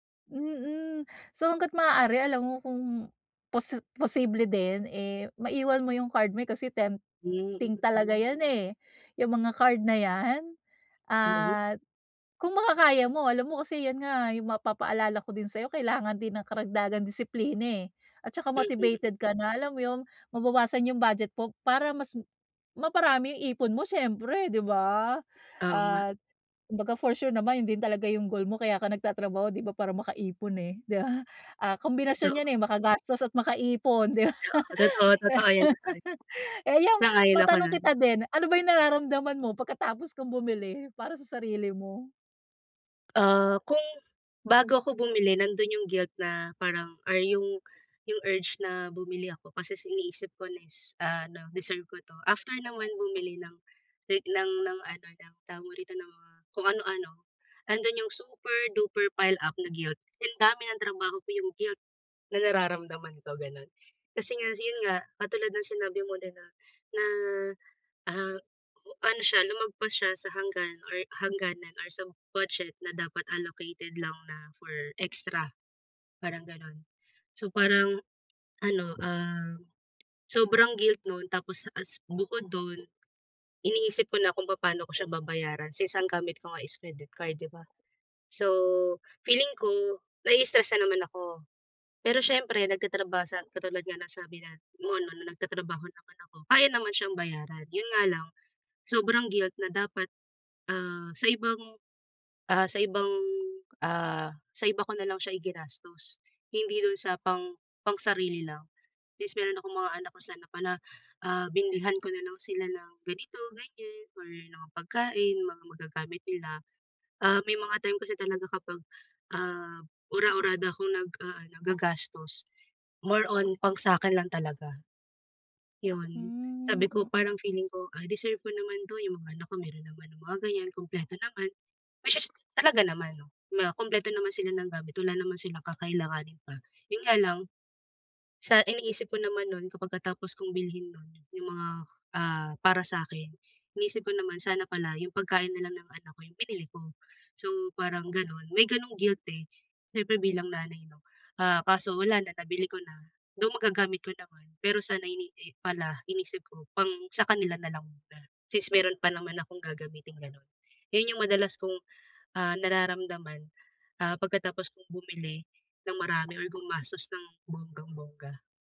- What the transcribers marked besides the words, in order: other background noise; laughing while speaking: "'di ba?"; laugh; tapping
- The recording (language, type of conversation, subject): Filipino, advice, Bakit lagi akong gumagastos bilang gantimpala kapag nai-stress ako, at paano ko ito maiiwasan?